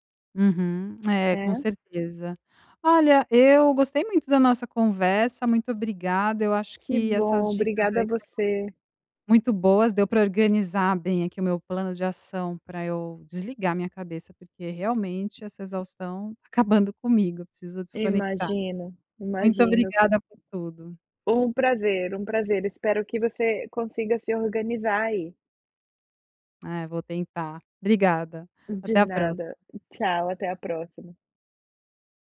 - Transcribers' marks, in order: tongue click; tapping; other background noise
- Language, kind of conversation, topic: Portuguese, advice, Como descrever a exaustão crônica e a dificuldade de desconectar do trabalho?